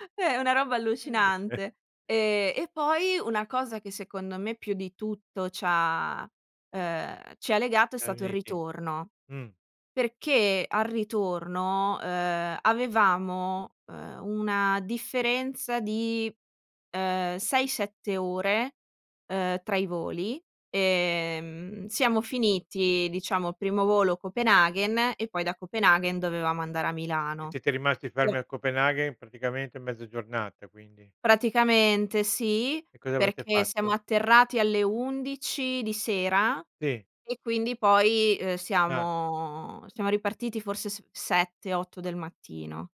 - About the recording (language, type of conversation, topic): Italian, podcast, Come si coltivano amicizie durature attraverso esperienze condivise?
- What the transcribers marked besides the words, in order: none